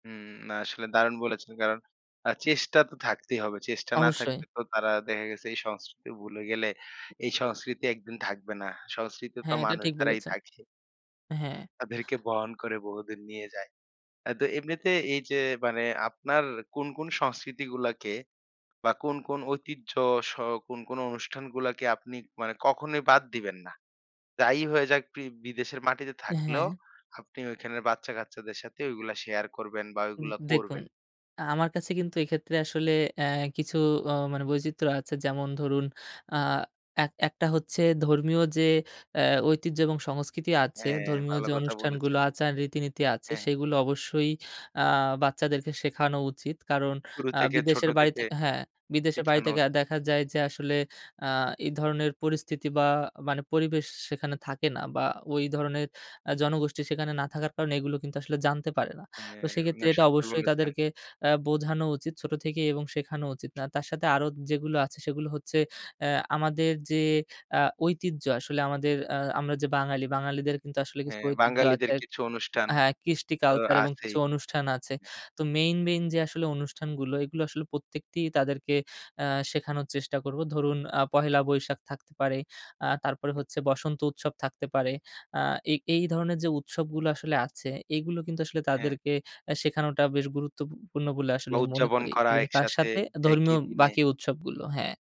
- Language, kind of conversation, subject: Bengali, podcast, বিদেশে বেড়ে ওঠা সন্তানকে আপনি কীভাবে নিজের ঐতিহ্য শেখাবেন?
- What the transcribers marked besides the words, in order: other background noise